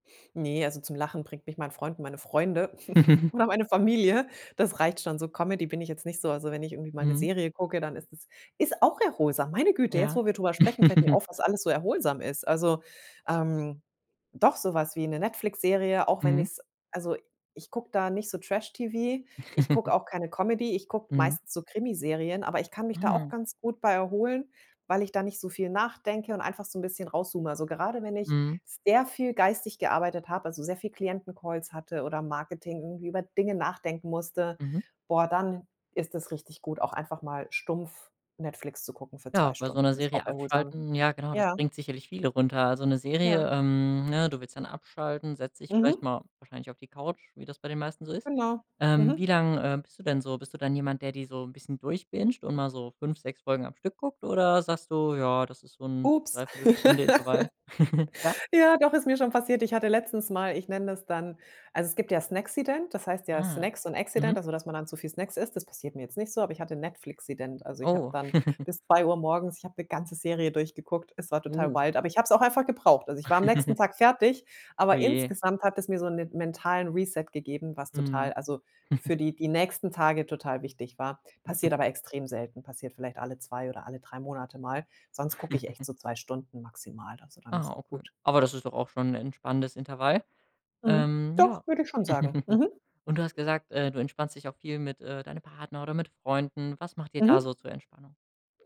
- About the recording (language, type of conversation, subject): German, podcast, Wie verbringst du Zeit, wenn du dich richtig erholen willst?
- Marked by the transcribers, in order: chuckle; chuckle; chuckle; in English: "durchbingt"; laugh; chuckle; in English: "Accident"; chuckle; chuckle; chuckle; chuckle; chuckle; chuckle